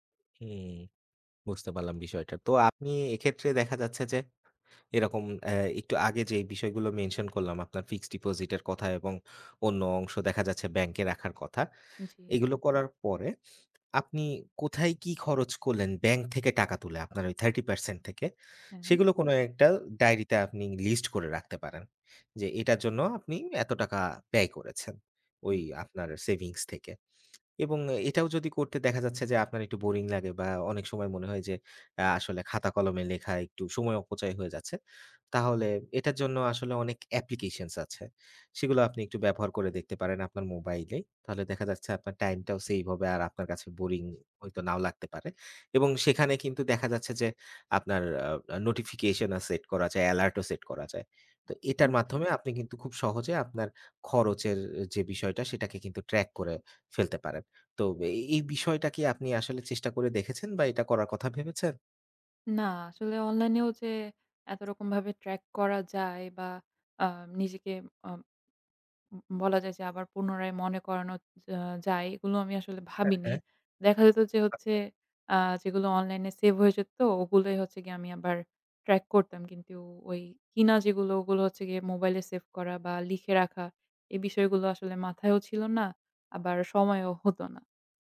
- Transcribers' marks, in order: other noise; lip smack; other background noise
- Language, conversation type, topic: Bengali, advice, মাসিক বাজেট ঠিক করতে আপনার কী ধরনের অসুবিধা হচ্ছে?